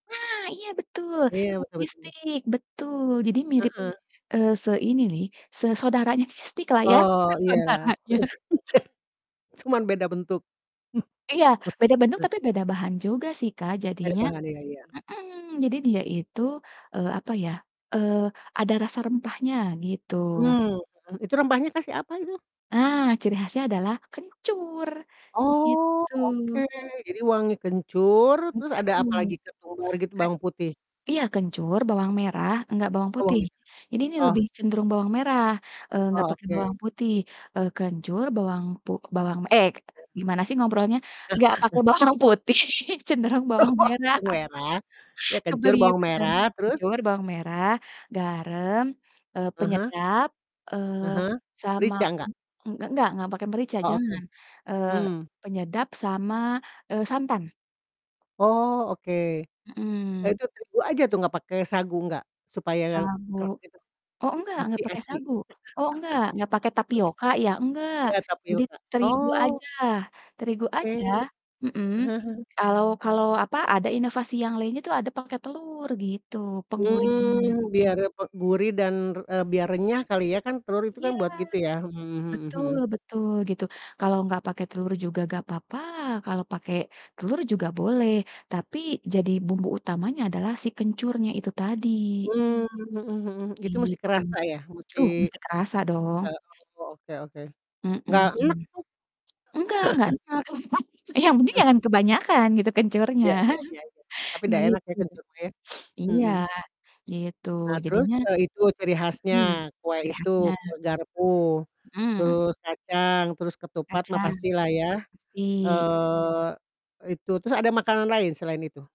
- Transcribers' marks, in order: distorted speech; other background noise; laughing while speaking: "Saudaranya"; chuckle; chuckle; chuckle; laughing while speaking: "bawang putih"; laughing while speaking: "Oh"; laughing while speaking: "merah"; in Sundanese: "Kebelieur-kan"; other noise; laugh; laughing while speaking: "Aci itu"; chuckle; tapping; laugh; laughing while speaking: "maksud"; chuckle; sniff; chuckle
- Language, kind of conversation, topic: Indonesian, podcast, Makanan apa yang selalu hadir saat Lebaran di rumahmu?